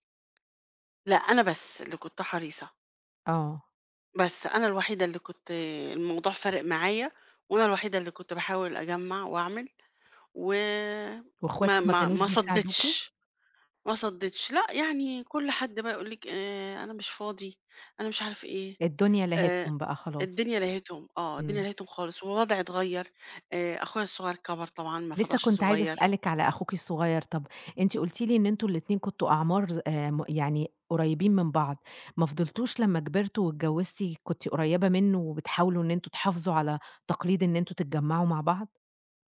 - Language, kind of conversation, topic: Arabic, podcast, إزاي اتغيّرت علاقتك بأهلك مع مرور السنين؟
- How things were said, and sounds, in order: tapping